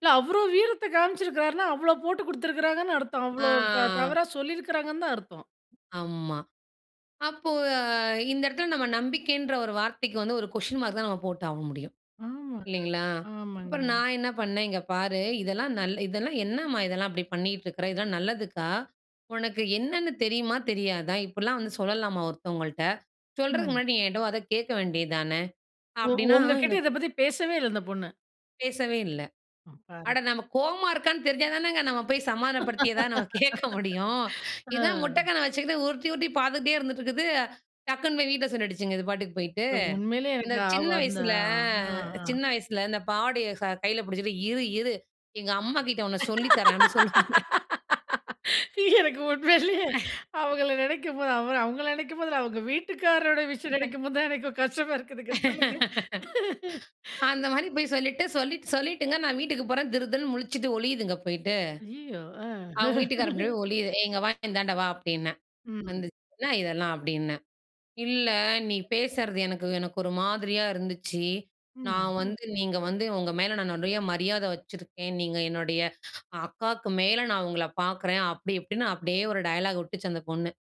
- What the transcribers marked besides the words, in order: drawn out: "ஆ"; other background noise; drawn out: "அப்போ"; in English: "கொஸ்டின் மார்க்"; background speech; "வார்த்த" said as "வாத்த"; laugh; laughing while speaking: "கேட்க முடியும்"; drawn out: "வயசில"; laugh; laughing while speaking: "எனக்கு உண்மையிலேயே அவங்கள நினைக்கும் போது … கஷ்டமா இருக்குதுங்க, சொல்லுங்க"; laughing while speaking: "சொல்லுவோம்ல"; laugh; unintelligible speech; laugh; laugh; put-on voice: "இல்ல நீ பேசறது எனக்கு எனக்கு … நான் உங்கள பார்க்குறேன்"; in English: "டயலாக்"
- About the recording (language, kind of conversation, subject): Tamil, podcast, நம்பிக்கையை உடைக்காமல் சர்ச்சைகளை தீர்க்க எப்படி செய்கிறீர்கள்?